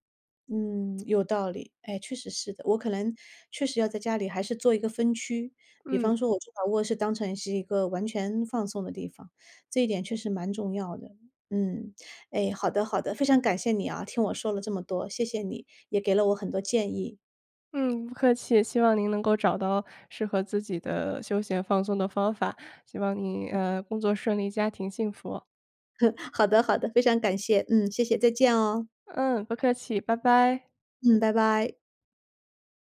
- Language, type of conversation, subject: Chinese, advice, 为什么我在家里很难放松休息？
- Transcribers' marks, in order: other background noise; chuckle